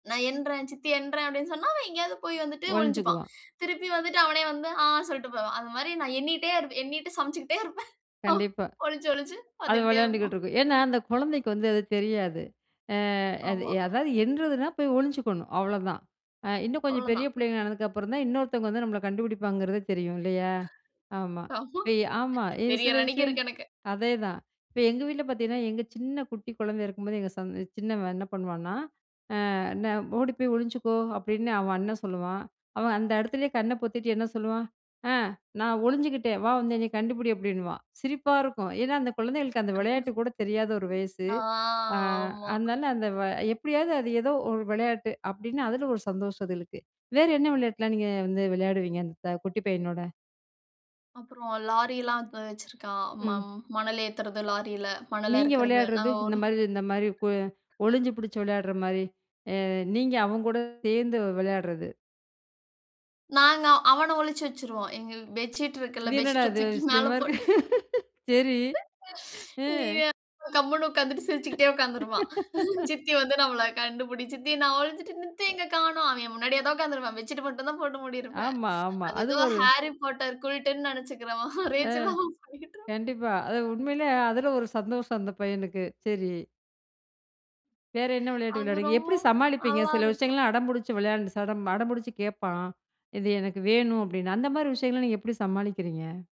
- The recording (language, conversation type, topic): Tamil, podcast, குழந்தைகள் உள்ள வீட்டில் விஷயங்களை எப்படிக் கையாள்கிறீர்கள்?
- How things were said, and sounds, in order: laughing while speaking: "எண்ணிிட்டு சமைச்சுக்கிட்டே இருப்பேன். ஒளிஞ்சு, ஒளிஞ்சு வந்துக்கிட்டே இருப்பான்"; other noise; laughing while speaking: "ஆமா. தெரியரண்ணைக்கு இருக்கு எனக்கு"; laughing while speaking: "ஷீட்ட தூக்கி மேல போட்டு. நீ … அவன் பண்ணிட்டு இருப்பான்"; unintelligible speech; laughing while speaking: "இருக்கு சரி. ம்"; laugh; in English: "ரேஞ்சல"